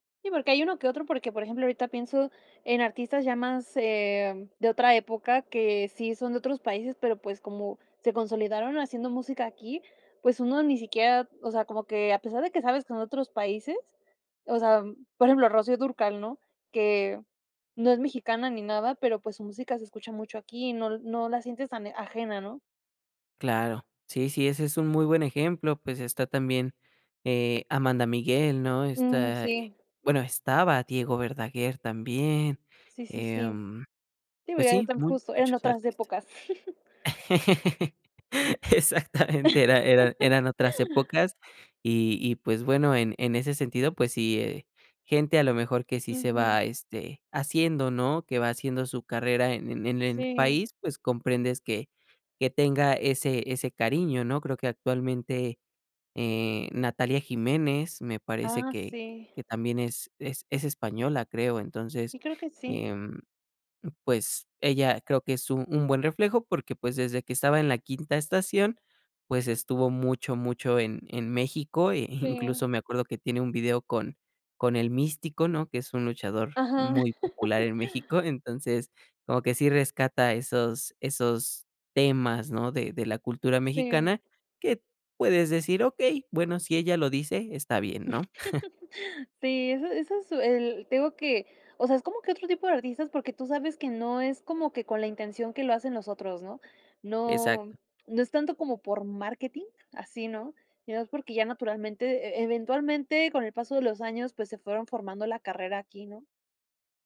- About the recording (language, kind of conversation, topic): Spanish, podcast, ¿Qué canción en tu idioma te conecta con tus raíces?
- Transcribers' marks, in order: laugh; laughing while speaking: "Exactamente, era"; unintelligible speech; chuckle; other background noise; laugh; laugh; chuckle